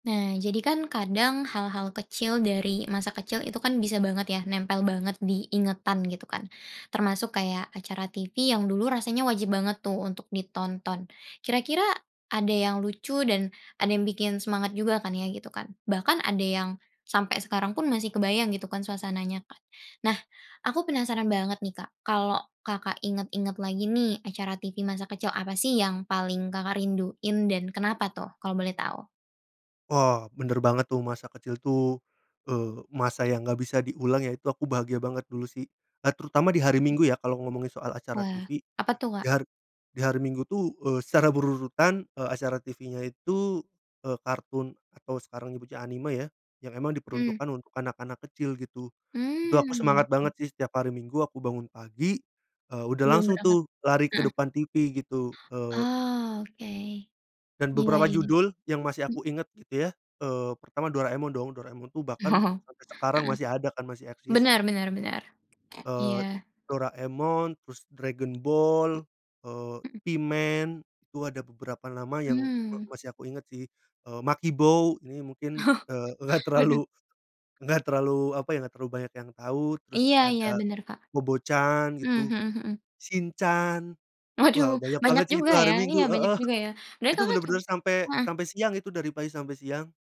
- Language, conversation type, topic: Indonesian, podcast, Acara TV masa kecil apa yang paling kamu rindukan?
- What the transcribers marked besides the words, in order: other noise; other background noise; laughing while speaking: "Oh"; tapping; laughing while speaking: "nggak terlalu"; laughing while speaking: "Oh"; laughing while speaking: "Waduh"; chuckle